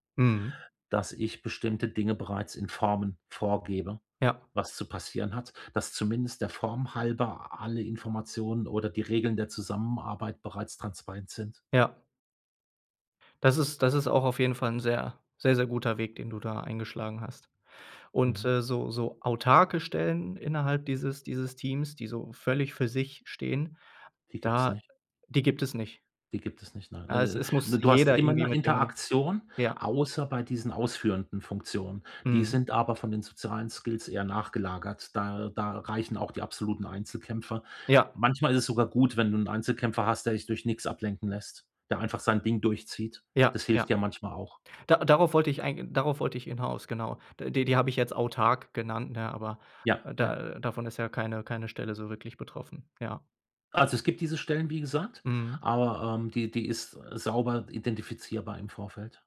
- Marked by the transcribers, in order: none
- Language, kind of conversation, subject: German, advice, Wie kann ich besser damit umgehen, wenn ich persönlich abgelehnt werde?